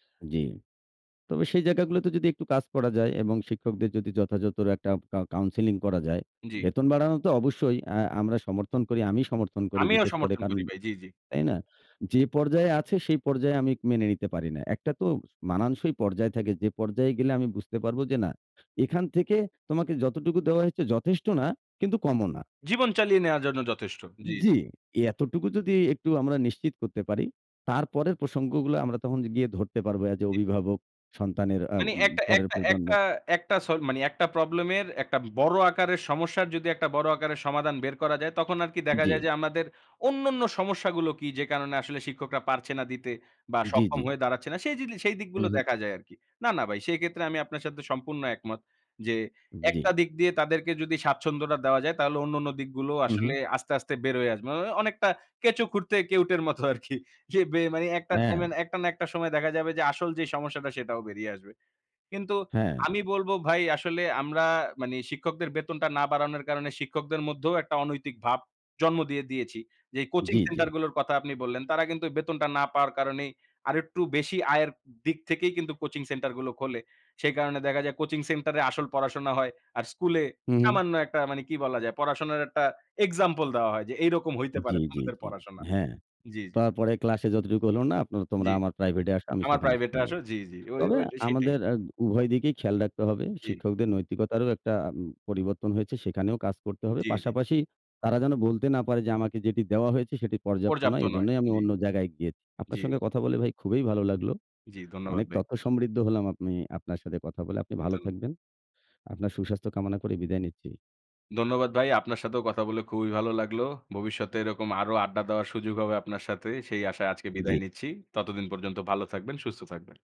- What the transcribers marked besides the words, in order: laughing while speaking: "আরকি"; "আমি" said as "আপমি"; tapping
- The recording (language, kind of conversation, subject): Bengali, unstructured, আপনি কি মনে করেন শিক্ষকদের বেতন বৃদ্ধি করা উচিত?